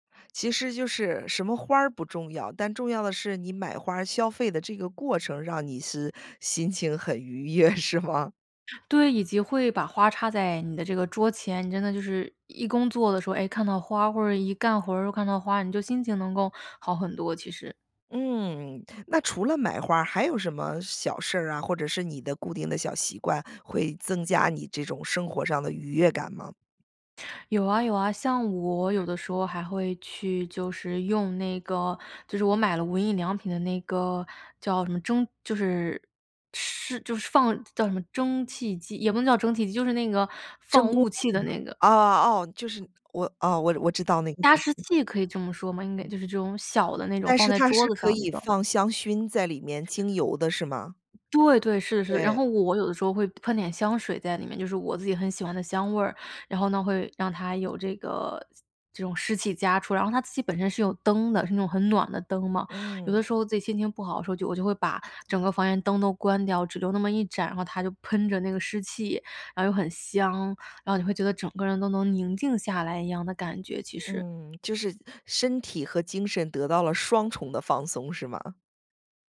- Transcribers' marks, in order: laughing while speaking: "悦，是吗？"; other background noise
- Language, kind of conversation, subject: Chinese, podcast, 你平常会做哪些小事让自己一整天都更有精神、心情更好吗？